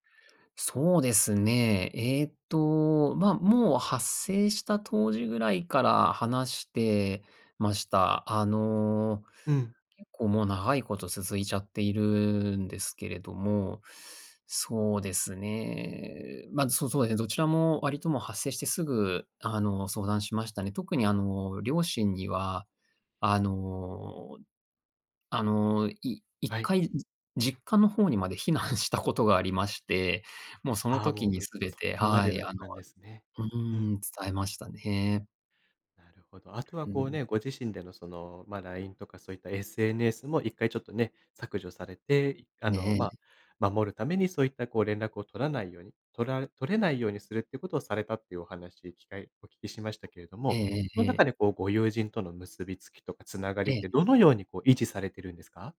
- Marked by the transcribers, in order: other noise; laughing while speaking: "避難したことが"
- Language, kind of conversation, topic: Japanese, podcast, 今、いちばん感謝していることは何ですか？